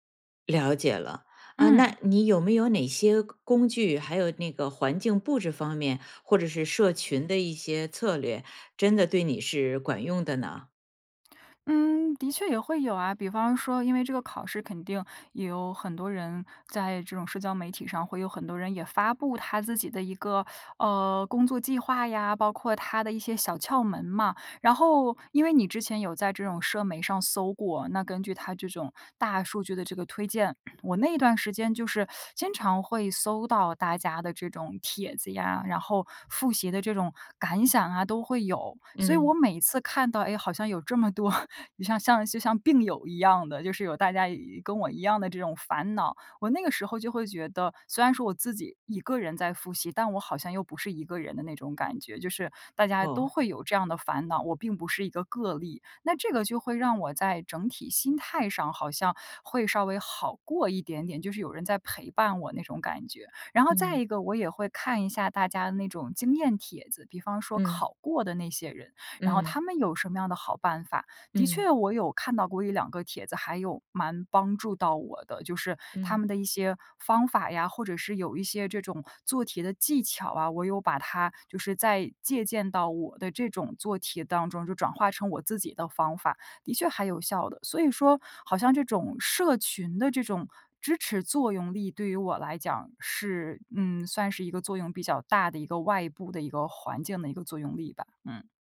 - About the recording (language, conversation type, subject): Chinese, podcast, 学习时如何克服拖延症？
- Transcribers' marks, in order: throat clearing; laughing while speaking: "多"